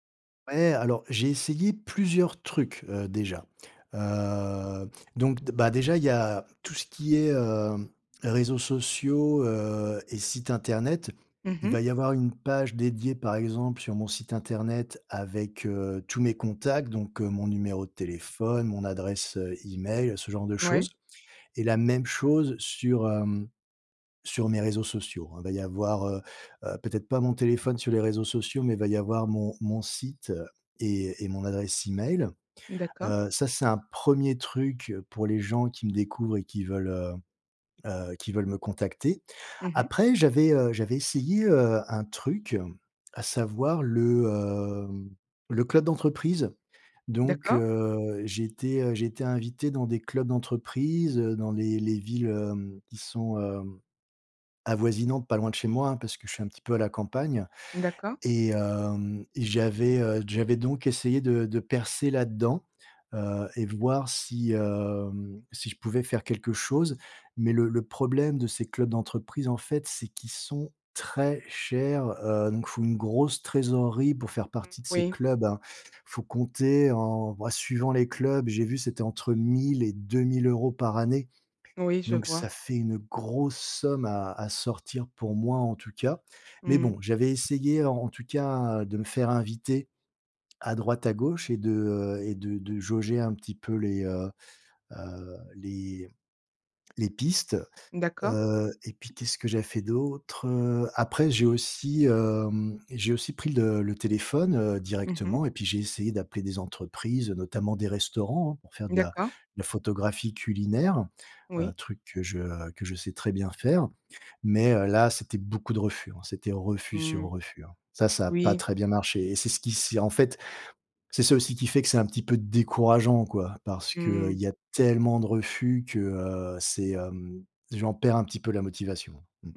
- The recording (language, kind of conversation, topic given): French, advice, Comment puis-je atteindre et fidéliser mes premiers clients ?
- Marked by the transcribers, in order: drawn out: "heu"; stressed: "club d'entreprise"; stressed: "très"; other background noise; stressed: "grosse"; stressed: "pistes"